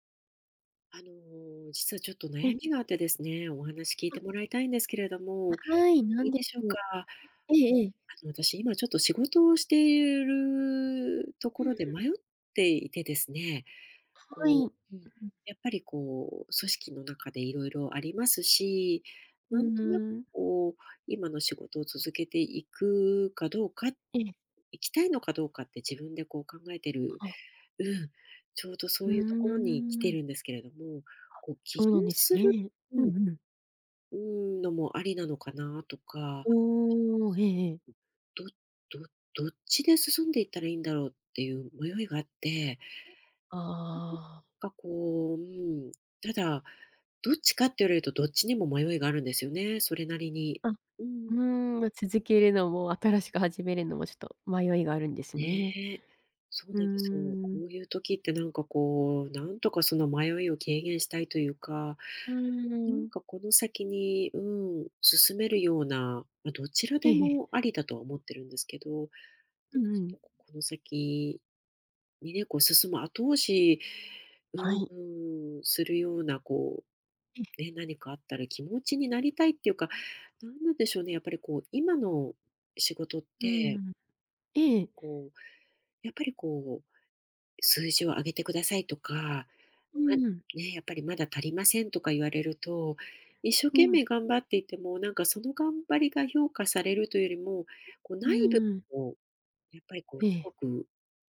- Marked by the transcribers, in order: other background noise; unintelligible speech; unintelligible speech; tapping
- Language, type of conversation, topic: Japanese, advice, 起業するか今の仕事を続けるか迷っているとき、どう判断すればよいですか？